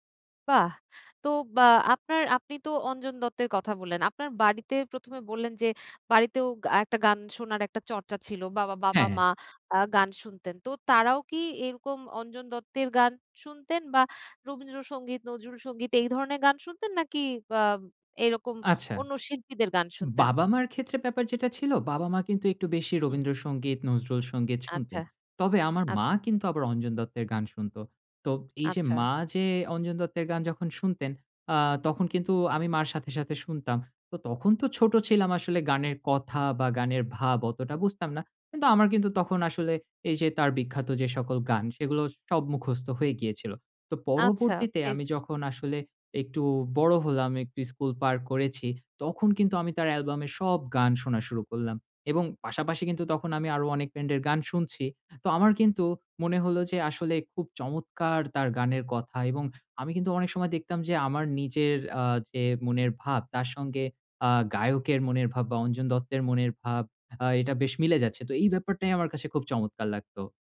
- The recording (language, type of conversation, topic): Bengali, podcast, কোন শিল্পী বা ব্যান্ড তোমাকে সবচেয়ে অনুপ্রাণিত করেছে?
- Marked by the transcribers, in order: none